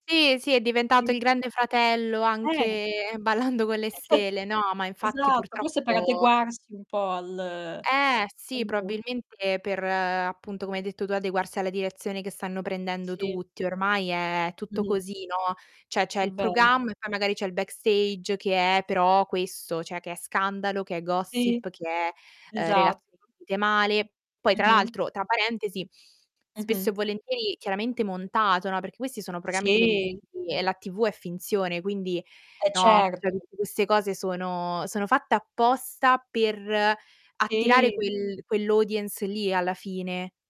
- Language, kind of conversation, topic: Italian, unstructured, Ti dà fastidio quando i programmi si concentrano solo sugli scandali?
- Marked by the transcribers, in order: distorted speech; drawn out: "anche"; "Stelle" said as "stele"; tapping; "cioè" said as "ceh"; other background noise; static